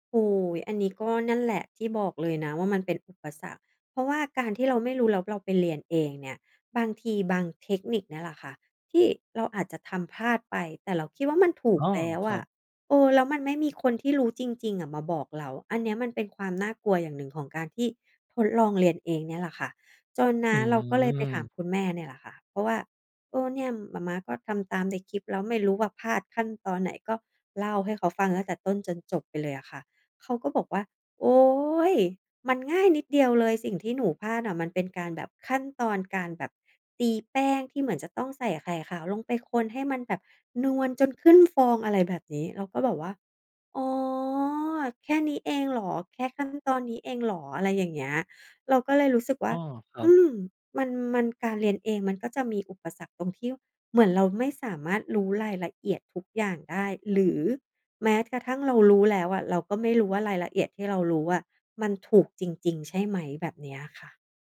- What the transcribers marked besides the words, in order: none
- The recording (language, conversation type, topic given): Thai, podcast, เคยเจออุปสรรคตอนเรียนเองไหม แล้วจัดการยังไง?